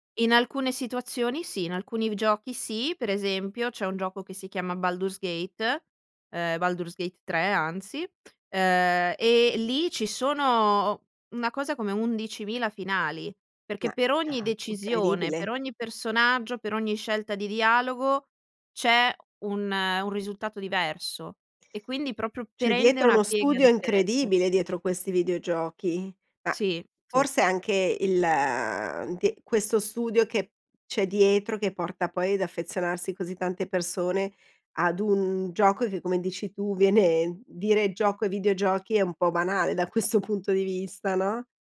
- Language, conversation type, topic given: Italian, podcast, Raccontami di un hobby che ti fa perdere la nozione del tempo?
- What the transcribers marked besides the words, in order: other background noise; "proprio" said as "propio"